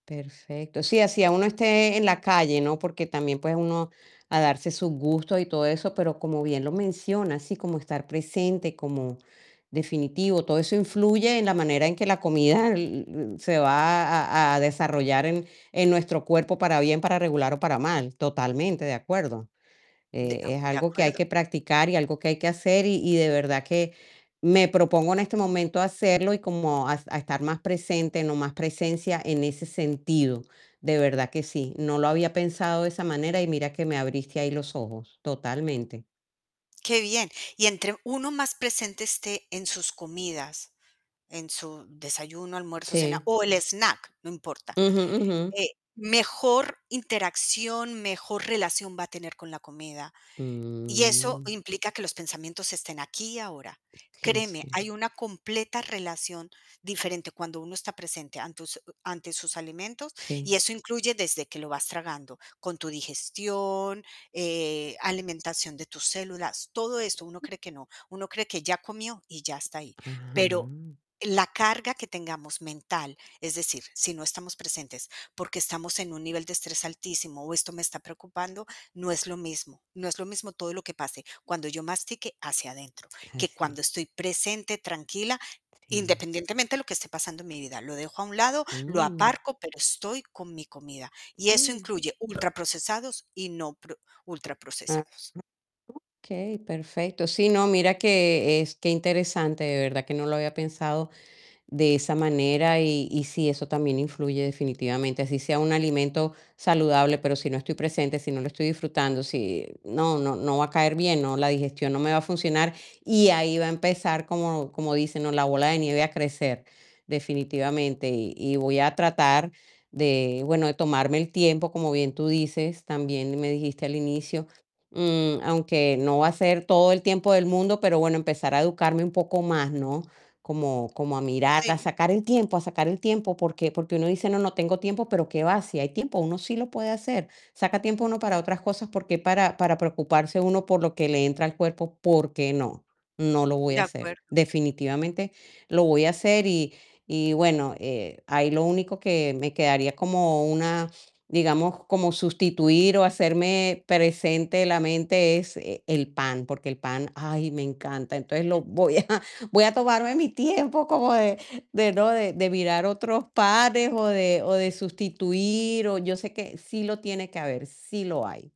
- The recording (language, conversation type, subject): Spanish, advice, ¿Cómo puedo reducir el consumo de alimentos ultraprocesados en mi dieta?
- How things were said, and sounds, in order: distorted speech; drawn out: "Mm"; drawn out: "digestión"; other background noise; drawn out: "Ajá"; unintelligible speech; other noise; laughing while speaking: "voy a voy a tomarme … mirar otros panes"